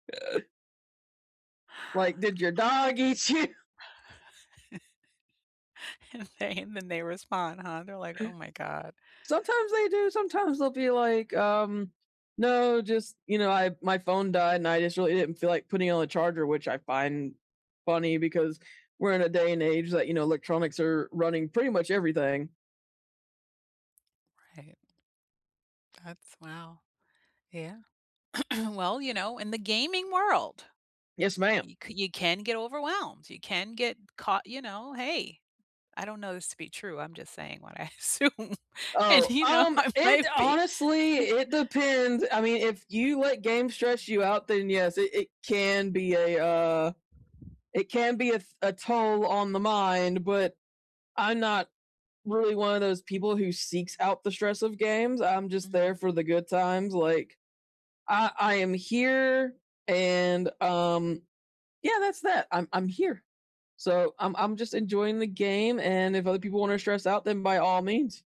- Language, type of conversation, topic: English, unstructured, How can you check in on friends in caring, low-pressure ways that strengthen your connection?
- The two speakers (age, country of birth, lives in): 30-34, United States, United States; 50-54, United States, United States
- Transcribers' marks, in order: other noise; laughing while speaking: "you?"; laugh; laughing while speaking: "And, they"; tapping; throat clearing; laughing while speaking: "assume, and, you know, I might be"; chuckle; wind